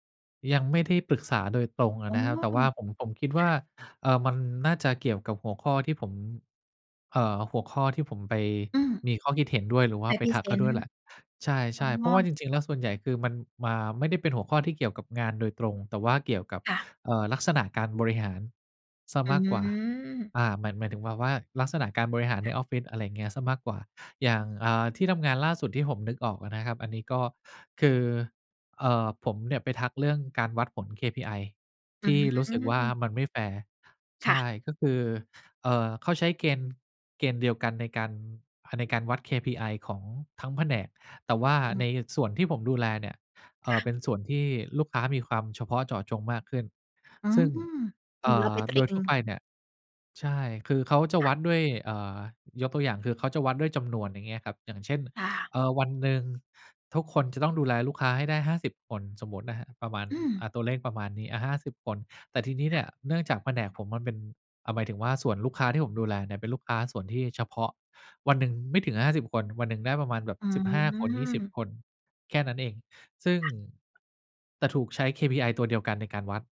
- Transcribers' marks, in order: tapping
- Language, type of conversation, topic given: Thai, podcast, คุณอยากให้คนอื่นมองคุณในที่ทำงานอย่างไร?